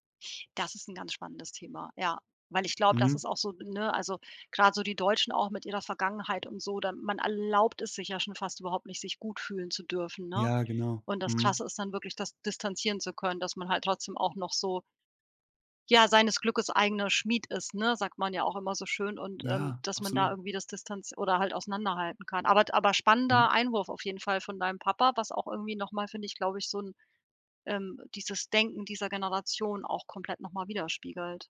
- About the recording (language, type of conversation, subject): German, podcast, Welche Gewohnheit hat dein Leben am meisten verändert?
- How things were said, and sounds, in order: stressed: "erlaubt"